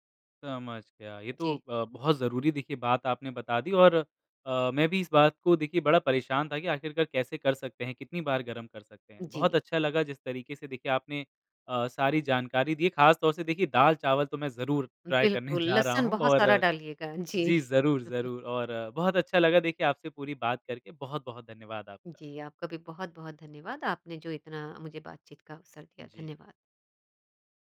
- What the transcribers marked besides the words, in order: in English: "ट्राई"; chuckle; laughing while speaking: "जी"; chuckle
- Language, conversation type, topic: Hindi, podcast, अचानक फ्रिज में जो भी मिले, उससे आप क्या बना लेते हैं?